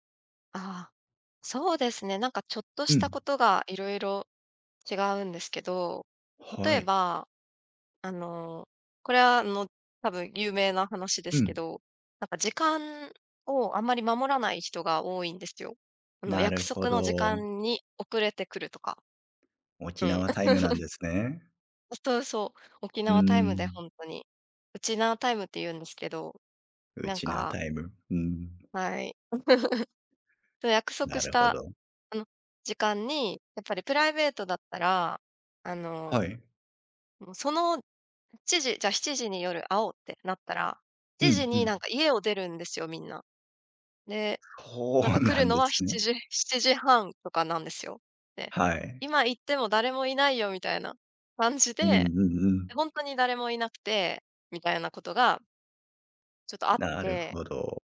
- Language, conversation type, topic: Japanese, advice, 現地の文化や習慣に戸惑っていることを教えていただけますか？
- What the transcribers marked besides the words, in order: laugh; laugh; laughing while speaking: "なんですね"; tapping